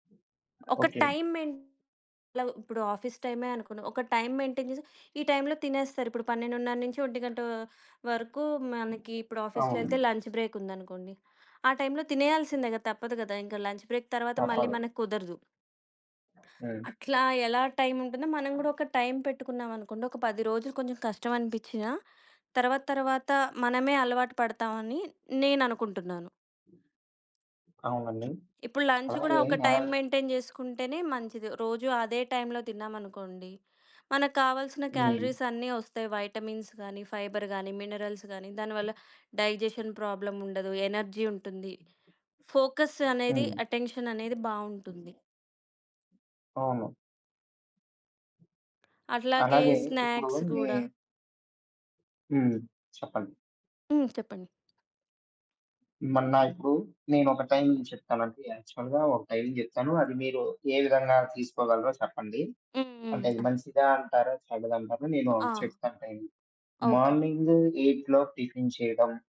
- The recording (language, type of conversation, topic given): Telugu, podcast, రోజూ సంతులితమైన ఆహారాన్ని మీరు ఎలా ప్రణాళిక చేసుకుంటారో చెప్పగలరా?
- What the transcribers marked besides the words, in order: other background noise; in English: "మెయిన్"; unintelligible speech; in English: "ఆఫీస్"; in English: "టైమ్ మెయింటైన్"; in English: "ఆఫీస్‌లో"; in English: "లంచ్ బ్రేక్"; in English: "లంచ్ బ్రేక్"; in English: "లంచ్"; in English: "టైమ్ మెయింటైన్"; in English: "క్యాలరీస్"; in English: "వైటమిన్స్"; in English: "ఫైబర్"; in English: "మినరల్స్"; in English: "డైజెషన్ ప్రాబ్లమ్"; in English: "ఎనర్జీ"; in English: "ఫోకస్"; in English: "అటెన్షన్"; tapping; in English: "స్నాక్స్"; in English: "టైమింగ్"; in English: "యాక్చువల్‌గా"; in English: "టైమింగ్"; in English: "టైమింగ్. మార్నింగ్ ఎయిట్"; in English: "టిఫిన్"